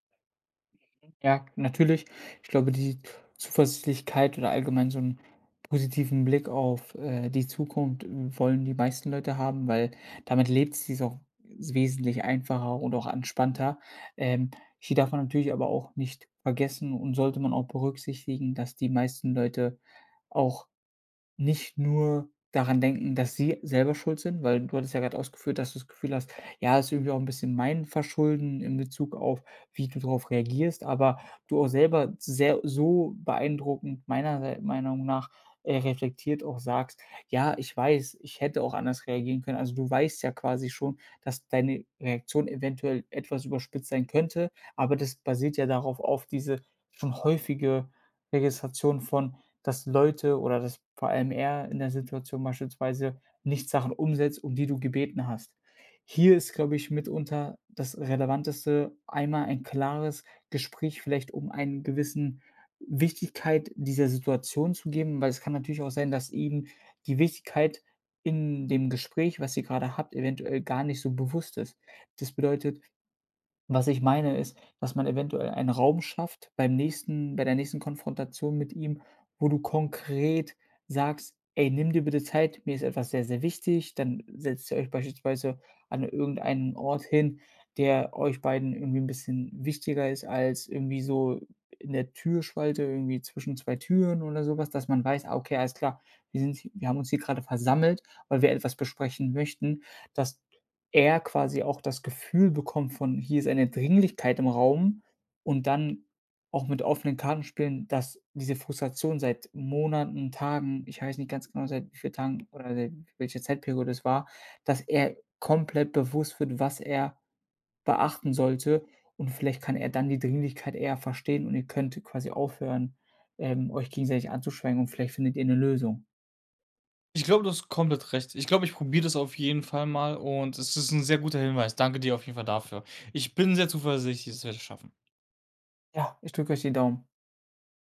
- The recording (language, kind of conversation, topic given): German, advice, Wie kann ich das Schweigen in einer wichtigen Beziehung brechen und meine Gefühle offen ausdrücken?
- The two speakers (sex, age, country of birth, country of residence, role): male, 25-29, Germany, Germany, advisor; male, 25-29, Germany, Germany, user
- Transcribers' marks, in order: other background noise; stressed: "er"